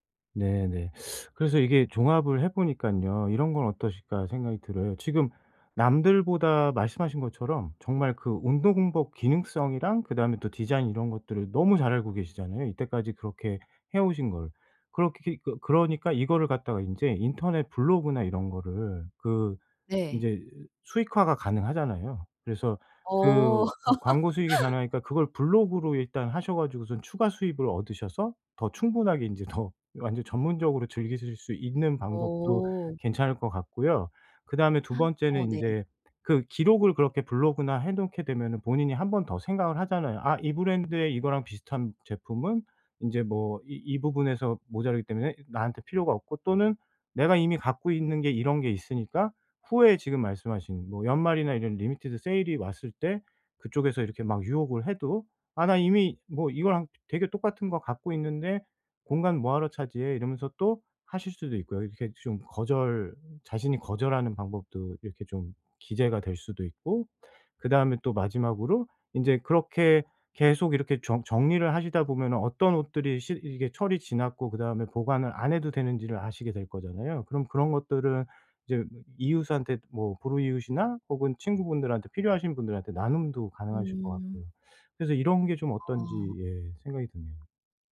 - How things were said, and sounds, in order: teeth sucking; laugh; laughing while speaking: "더"; other background noise; in English: "리미티드"
- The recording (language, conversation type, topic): Korean, advice, 왜 저는 물건에 감정적으로 집착하게 될까요?
- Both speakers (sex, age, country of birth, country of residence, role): female, 40-44, South Korea, South Korea, user; male, 45-49, South Korea, South Korea, advisor